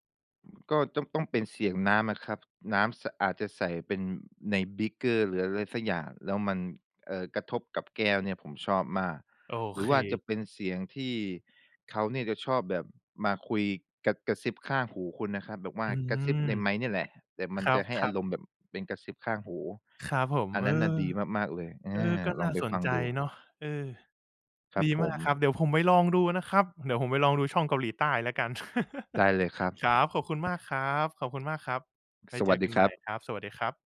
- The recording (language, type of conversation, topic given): Thai, podcast, การใช้โทรศัพท์มือถือก่อนนอนส่งผลต่อการนอนหลับของคุณอย่างไร?
- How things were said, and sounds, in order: other noise; tapping; laugh; other background noise